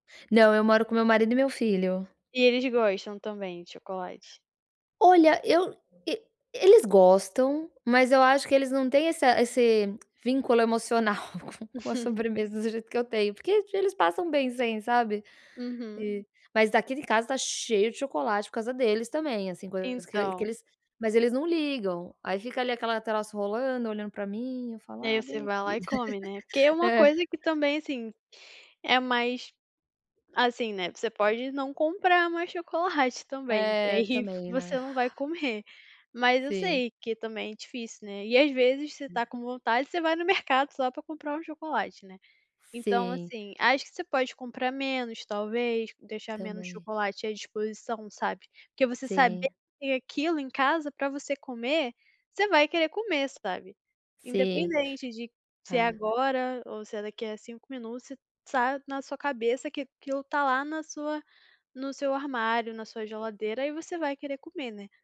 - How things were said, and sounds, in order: other background noise; tongue click; laughing while speaking: "emocional com com"; tapping; laugh; chuckle
- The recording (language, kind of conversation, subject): Portuguese, advice, Como posso controlar os desejos por alimentos industrializados no dia a dia?